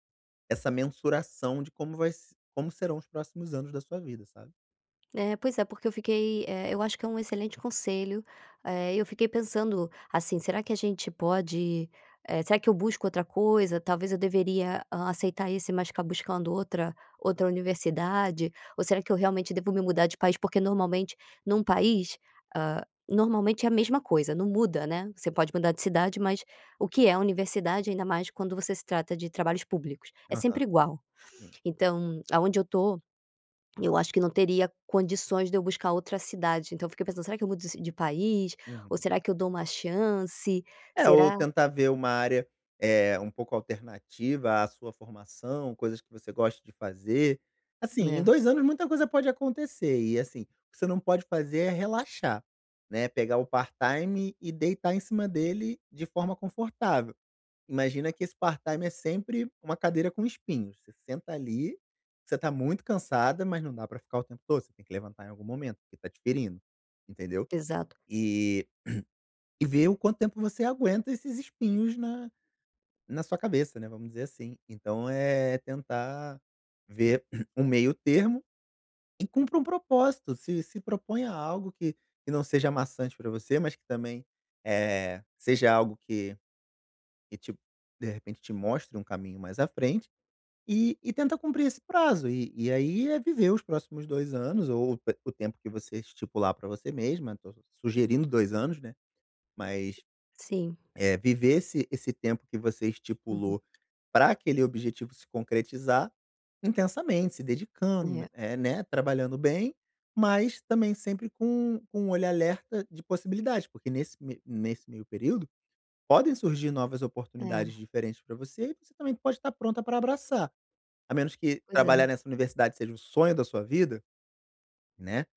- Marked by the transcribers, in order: swallow; in English: "part-time"; in English: "part-time"; throat clearing; throat clearing; tapping
- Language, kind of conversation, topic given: Portuguese, advice, Como posso ajustar meus objetivos pessoais sem me sobrecarregar?